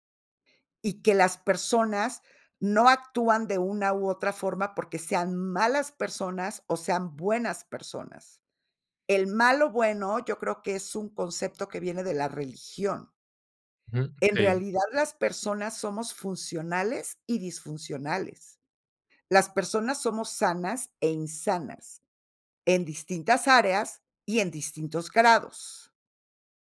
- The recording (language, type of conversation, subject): Spanish, podcast, ¿Qué papel cumple el error en el desaprendizaje?
- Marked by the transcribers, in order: none